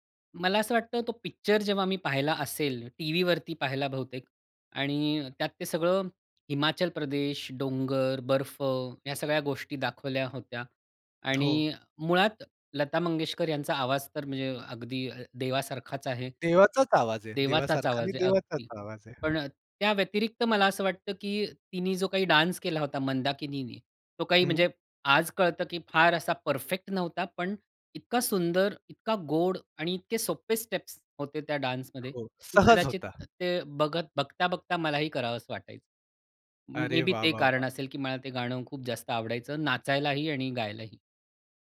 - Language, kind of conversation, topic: Marathi, podcast, तुझ्या आयुष्यातल्या प्रत्येक दशकाचं प्रतिनिधित्व करणारे एक-एक गाणं निवडायचं झालं, तर तू कोणती गाणी निवडशील?
- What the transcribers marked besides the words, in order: tapping; other background noise; in English: "डान्स"; in English: "स्टेप्स"; in English: "डान्समध्ये"; in English: "मे बी"